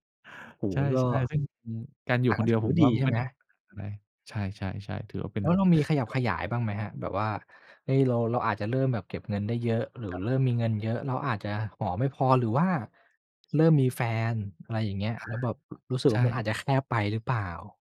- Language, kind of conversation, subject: Thai, podcast, ตอนที่เริ่มอยู่คนเดียวครั้งแรกเป็นยังไงบ้าง
- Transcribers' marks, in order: unintelligible speech